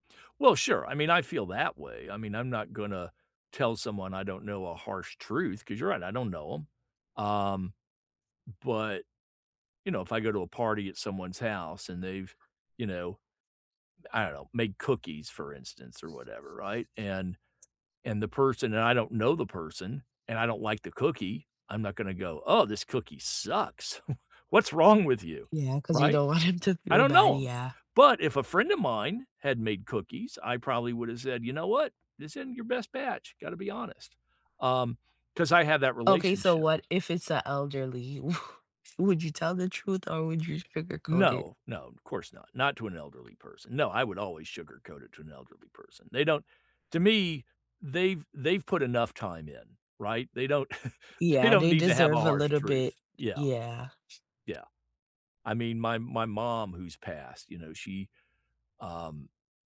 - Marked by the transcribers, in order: other background noise; chuckle; laughing while speaking: "want him"; stressed: "but"; laughing while speaking: "wo"; chuckle
- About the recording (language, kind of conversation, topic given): English, unstructured, What does honesty mean to you in everyday life?